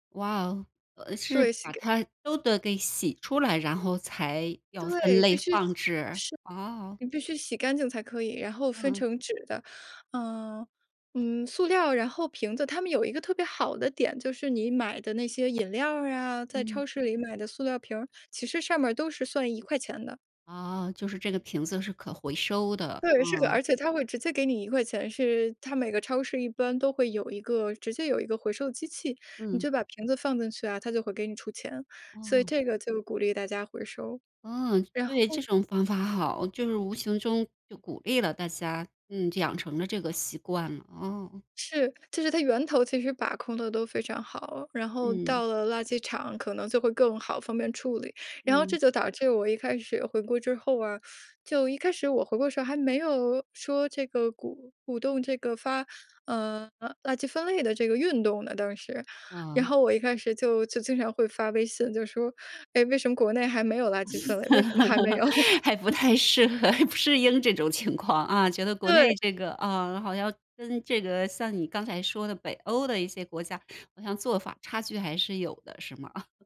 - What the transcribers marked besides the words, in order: other background noise; teeth sucking; laugh; laughing while speaking: "有？"; laughing while speaking: "合"; "适应" said as "世英"; laugh; laughing while speaking: "吗？"
- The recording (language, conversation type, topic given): Chinese, podcast, 你在日常生活中实行垃圾分类有哪些实际体会？